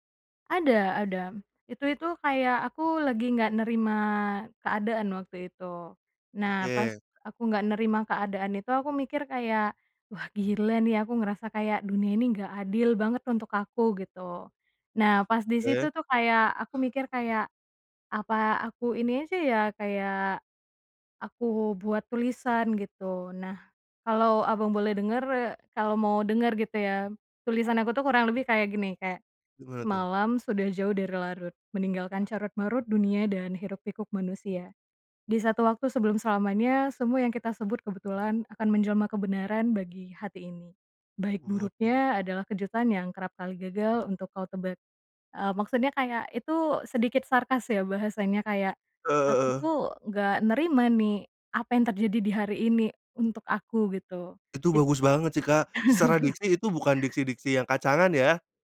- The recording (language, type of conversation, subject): Indonesian, podcast, Apa rasanya saat kamu menerima komentar pertama tentang karya kamu?
- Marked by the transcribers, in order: tapping; other background noise; chuckle